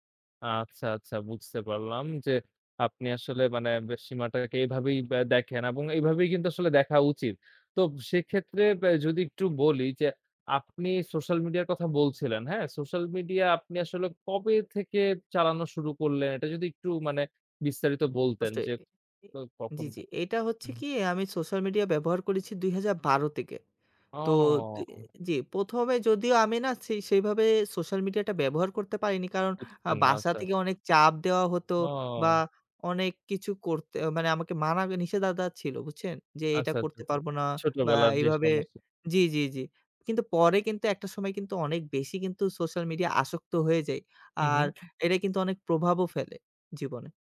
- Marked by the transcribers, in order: tapping; drawn out: "ও!"; unintelligible speech; "নিষেধাজ্ঞা" said as "নিষেদাদা"
- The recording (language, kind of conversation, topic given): Bengali, podcast, সোশ্যাল মিডিয়ায় আপনি নিজের সীমা কীভাবে নির্ধারণ করেন?